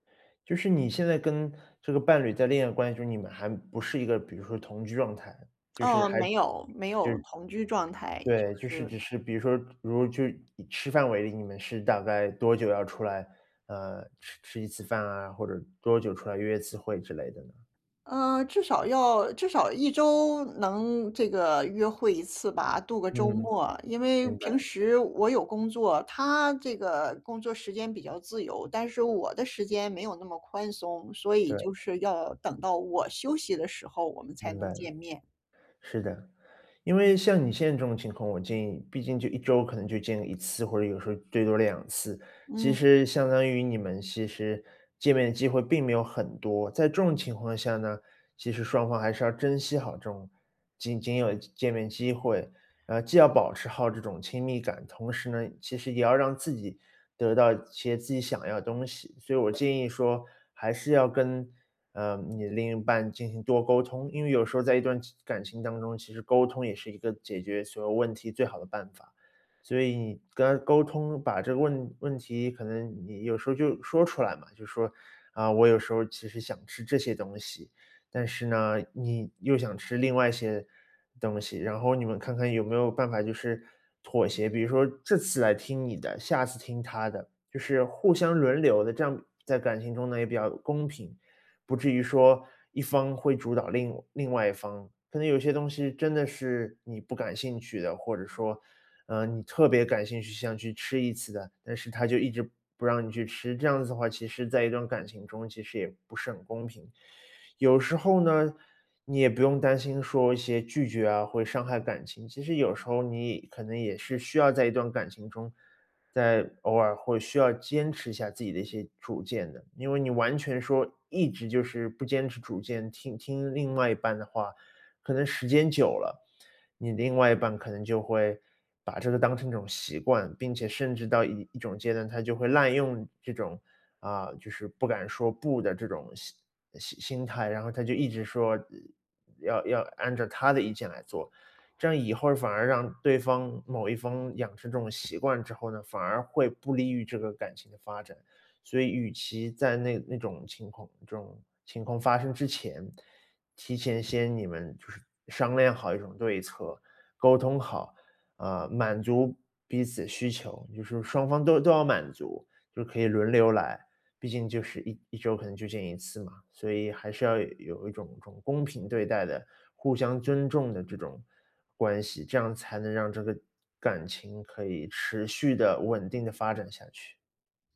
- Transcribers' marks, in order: other background noise
- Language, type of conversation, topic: Chinese, advice, 在恋爱关系中，我怎样保持自我认同又不伤害亲密感？